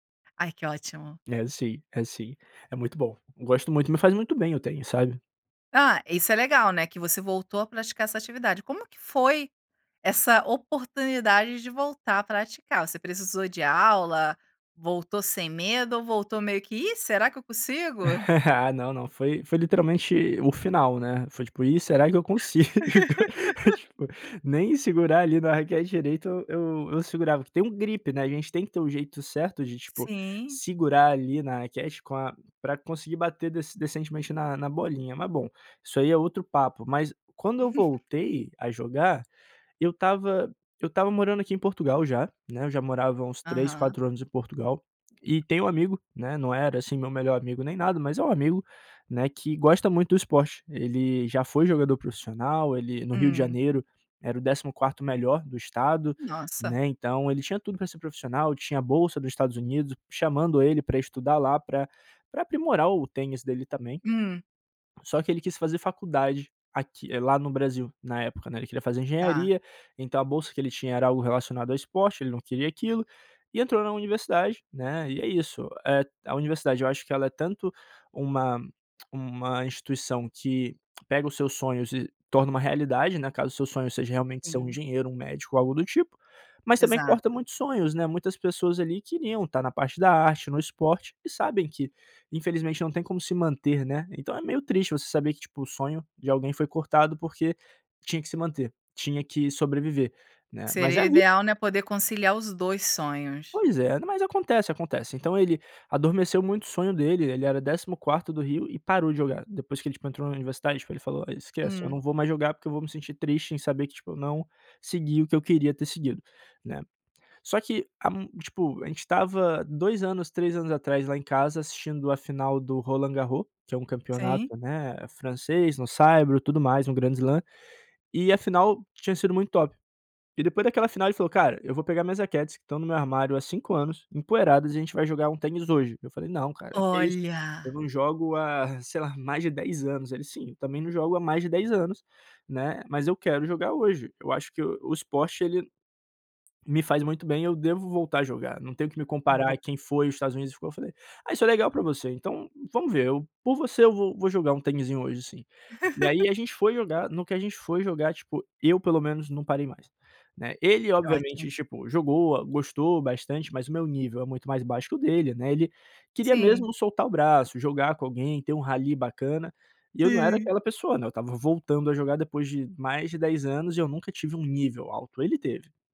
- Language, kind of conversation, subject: Portuguese, podcast, Que hobby da infância você mantém até hoje?
- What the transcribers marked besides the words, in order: giggle; laughing while speaking: "consigo?"; laugh; laugh; in English: "grand slam"; laugh